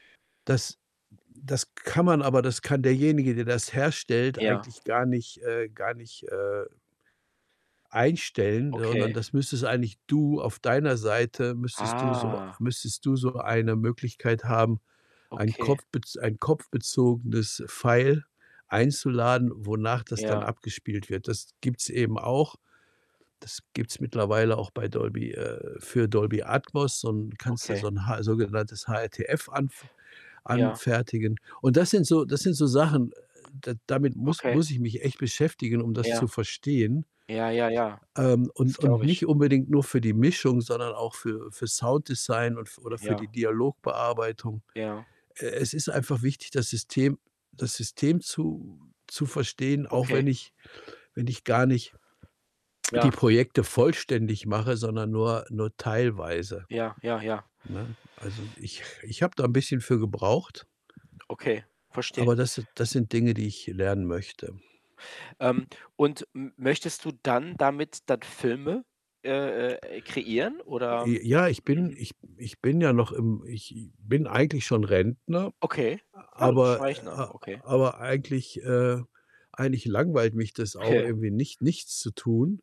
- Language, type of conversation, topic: German, unstructured, Wie gehen Sie an die Entwicklung Ihrer Fähigkeiten heran?
- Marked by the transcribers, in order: static; distorted speech; in English: "File"; other background noise; unintelligible speech; laughing while speaking: "Ja"